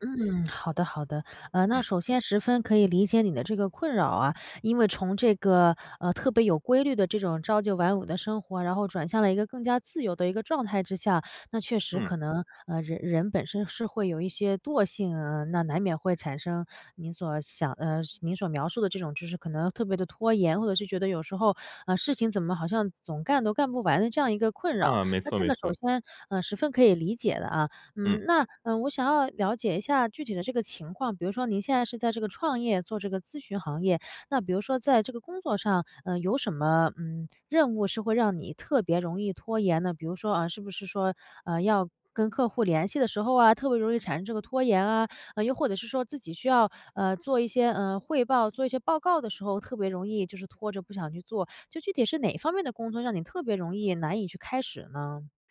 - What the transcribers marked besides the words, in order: "从" said as "虫"
- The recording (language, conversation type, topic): Chinese, advice, 如何利用专注时间段来减少拖延？